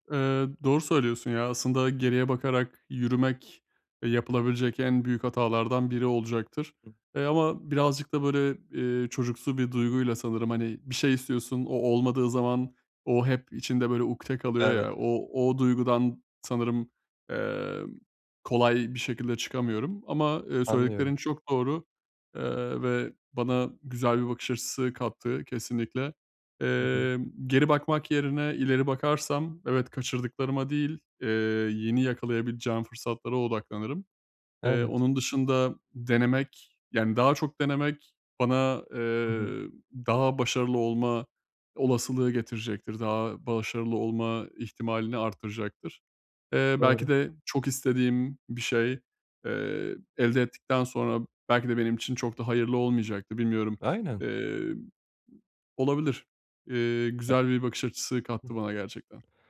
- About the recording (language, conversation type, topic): Turkish, advice, Beklentilerim yıkıldıktan sonra yeni hedeflerimi nasıl belirleyebilirim?
- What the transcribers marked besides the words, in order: other noise; other background noise